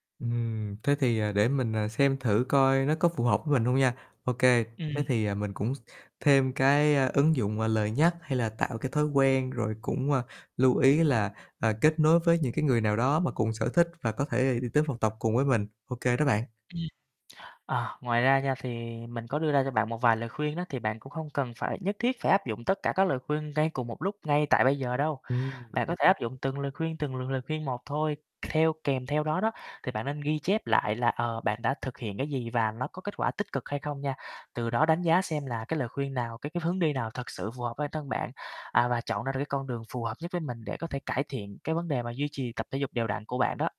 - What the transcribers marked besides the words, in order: other background noise; tapping
- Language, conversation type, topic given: Vietnamese, advice, Vì sao bạn không thể duy trì việc tập thể dục đều đặn khi bận công việc?